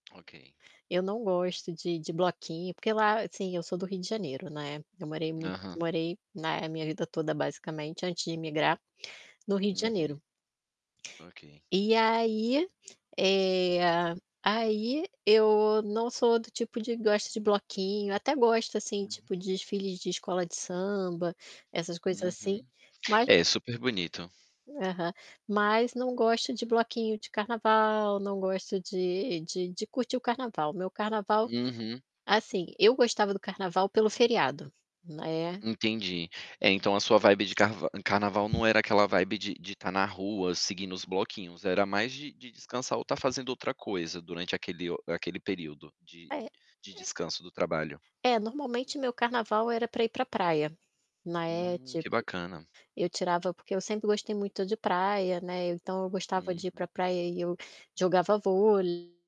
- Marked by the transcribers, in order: distorted speech; static; tapping; other background noise; in English: "vibe"; in English: "vibe"
- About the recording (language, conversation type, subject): Portuguese, podcast, Você tem uma história de amor que começou por acaso?